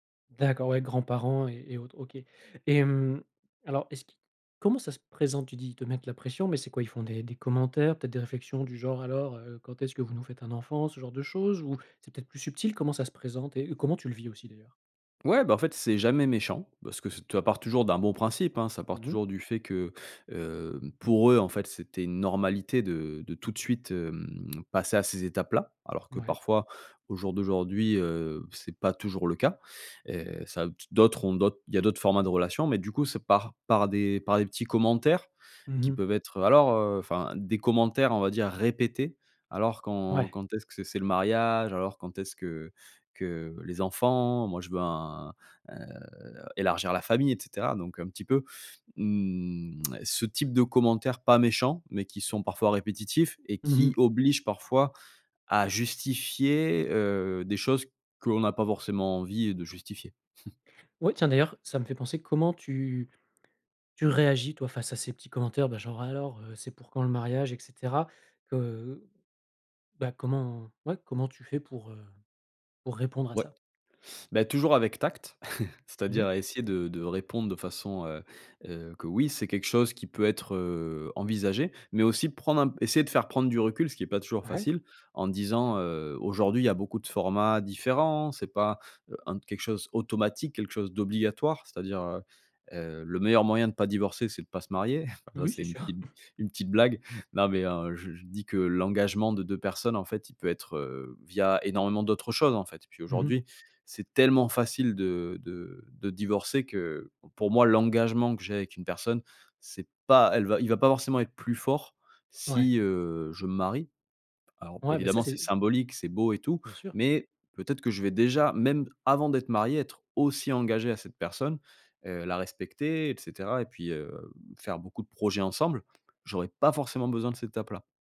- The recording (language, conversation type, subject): French, advice, Quelle pression ta famille exerce-t-elle pour que tu te maries ou que tu officialises ta relation ?
- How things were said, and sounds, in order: tapping; tongue click; chuckle; chuckle; laughing while speaking: "sûr"; chuckle